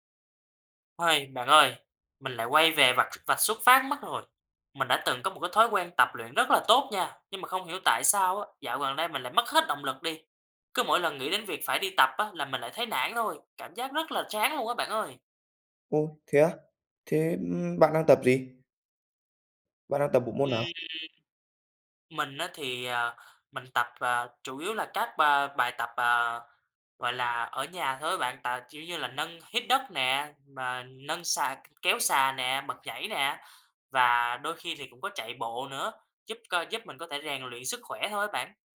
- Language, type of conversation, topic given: Vietnamese, advice, Vì sao bạn bị mất động lực tập thể dục đều đặn?
- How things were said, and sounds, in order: tapping; other background noise